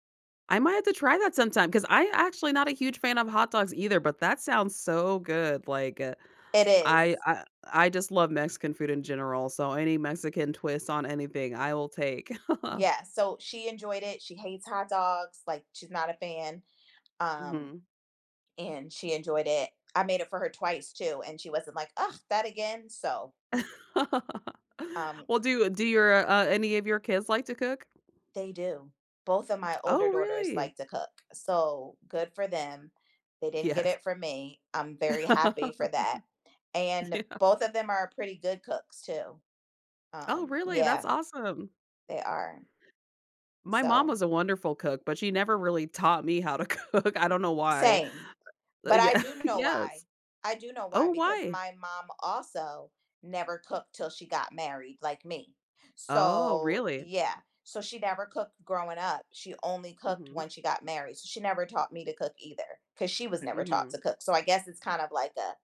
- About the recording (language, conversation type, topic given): English, unstructured, How would your approach to cooking and meal planning change if you could only use a campfire for a week?
- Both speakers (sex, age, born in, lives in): female, 35-39, United States, United States; female, 45-49, United States, United States
- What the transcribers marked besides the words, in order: chuckle; laugh; other background noise; laughing while speaking: "Yes"; laugh; laughing while speaking: "Yeah"; throat clearing; laughing while speaking: "cook"; laughing while speaking: "Yeah"